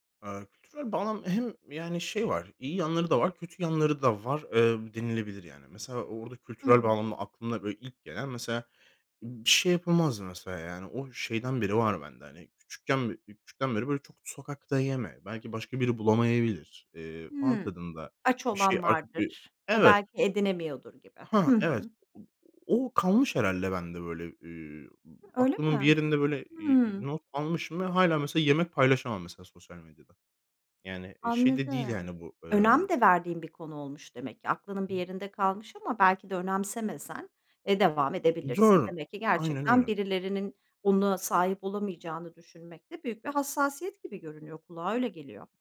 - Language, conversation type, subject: Turkish, podcast, Mahremiyetini korumak için teknoloji kullanımında hangi sınırları koyuyorsun?
- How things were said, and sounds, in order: other noise; other background noise